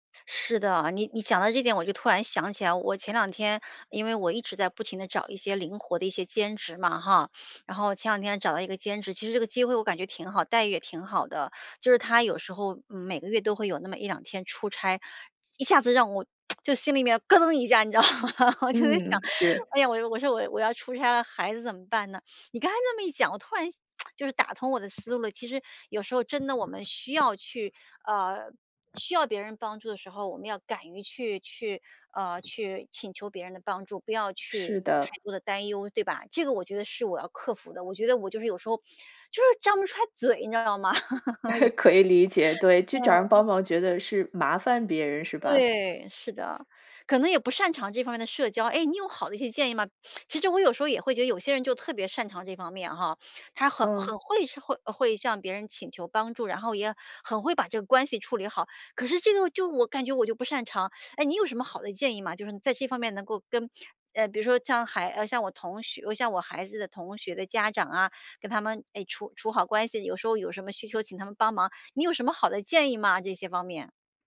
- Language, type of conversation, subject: Chinese, advice, 我该如何兼顾孩子的活动安排和自己的工作时间？
- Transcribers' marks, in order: tsk; laughing while speaking: "你知道吗？我就在想"; tsk; other background noise; laugh